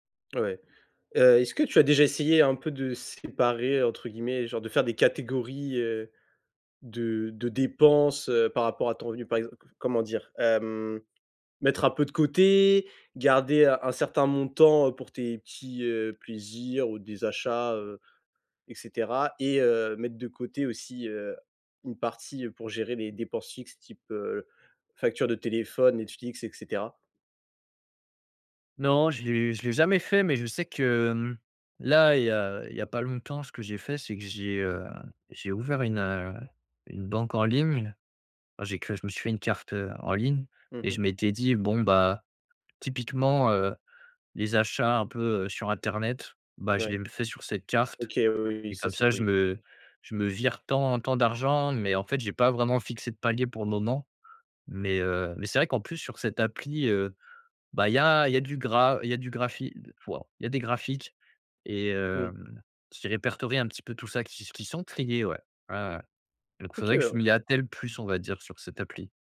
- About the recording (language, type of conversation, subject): French, advice, Comment puis-je établir et suivre un budget réaliste malgré mes difficultés ?
- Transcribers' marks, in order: none